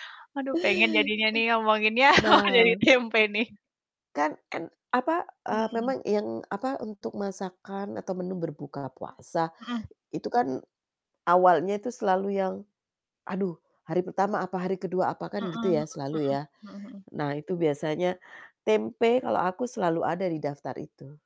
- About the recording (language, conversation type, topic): Indonesian, unstructured, Bagaimana keluarga Anda menjaga keberagaman kuliner saat merayakan Hari Raya Puasa?
- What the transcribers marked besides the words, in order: static; laughing while speaking: "ngomonginnya"; throat clearing; laughing while speaking: "tempe"; distorted speech; tapping